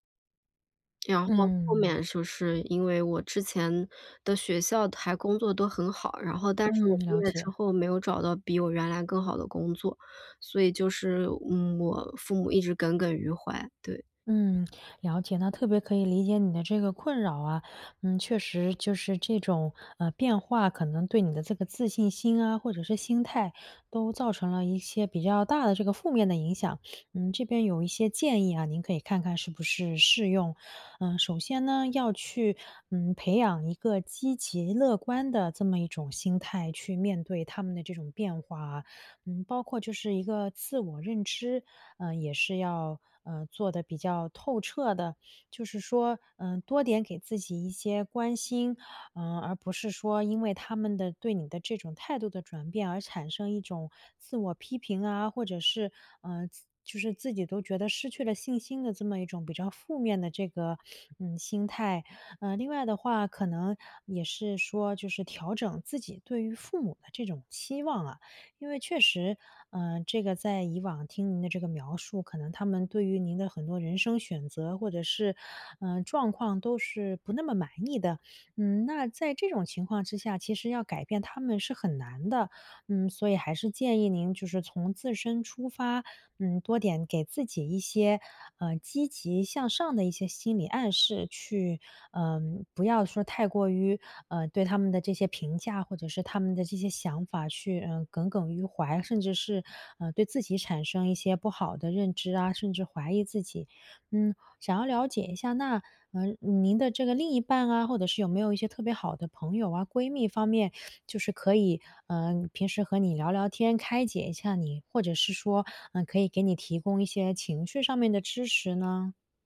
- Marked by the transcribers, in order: sniff; sniff; "情绪" said as "情趣"
- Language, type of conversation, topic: Chinese, advice, 我怎样在变化中保持心理韧性和自信？